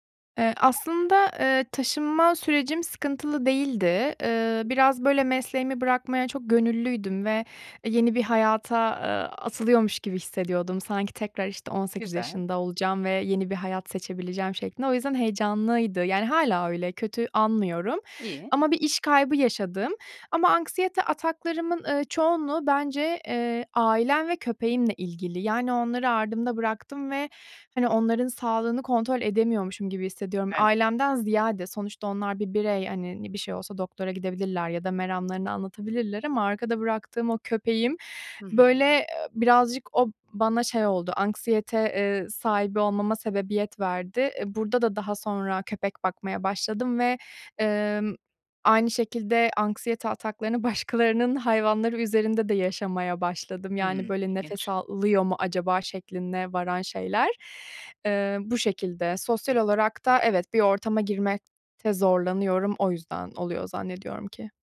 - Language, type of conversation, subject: Turkish, advice, Anksiyete ataklarıyla başa çıkmak için neler yapıyorsunuz?
- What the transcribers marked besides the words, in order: other noise; laughing while speaking: "başkalarının"